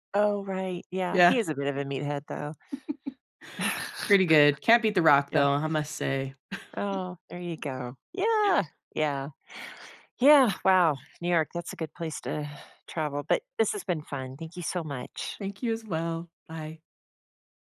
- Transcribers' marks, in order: other background noise; chuckle; chuckle
- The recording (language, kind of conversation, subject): English, unstructured, How can I meet someone amazing while traveling?